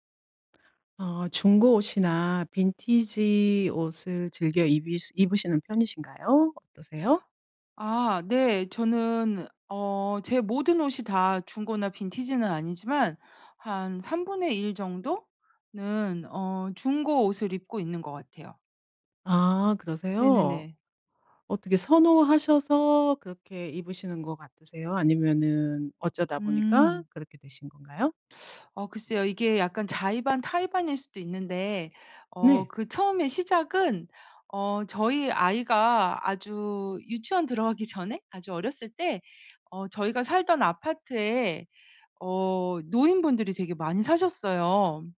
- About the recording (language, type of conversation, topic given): Korean, podcast, 중고 옷이나 빈티지 옷을 즐겨 입으시나요? 그 이유는 무엇인가요?
- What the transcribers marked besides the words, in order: other background noise